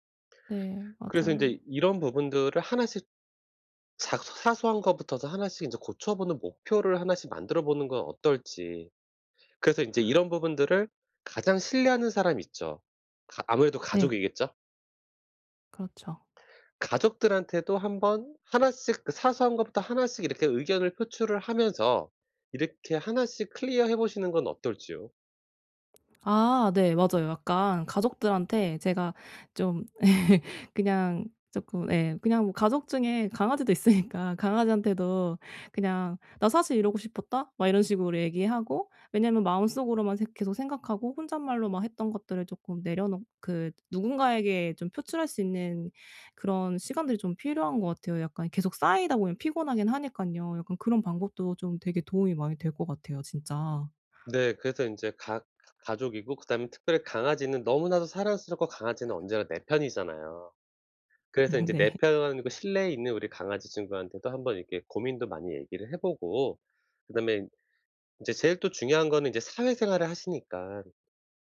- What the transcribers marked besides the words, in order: in English: "클리어해"; tapping; laugh; laughing while speaking: "있으니까"; laugh; laughing while speaking: "네"
- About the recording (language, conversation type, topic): Korean, advice, 남들의 시선 속에서도 진짜 나를 어떻게 지킬 수 있을까요?